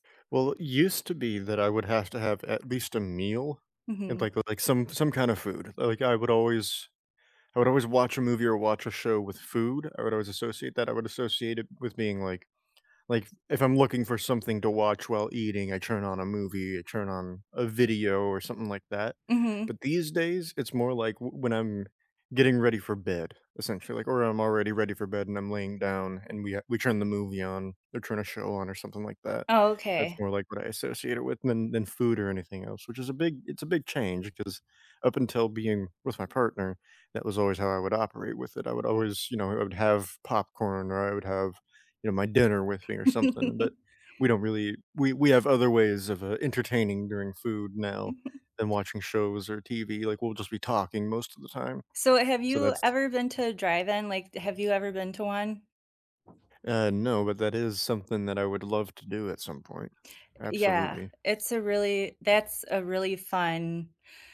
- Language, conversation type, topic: English, unstructured, Which comfort-watch movie or series do you rewatch endlessly, and why does it feel like home?
- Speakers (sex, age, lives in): female, 45-49, United States; male, 25-29, United States
- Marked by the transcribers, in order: other background noise; chuckle; chuckle